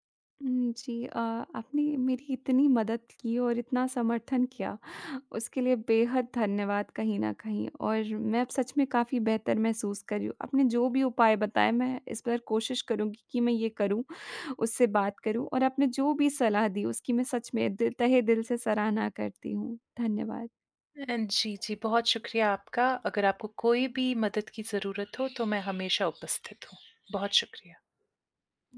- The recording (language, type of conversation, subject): Hindi, advice, साथी की भावनात्मक अनुपस्थिति या दूरी से होने वाली पीड़ा
- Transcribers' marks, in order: bird; other background noise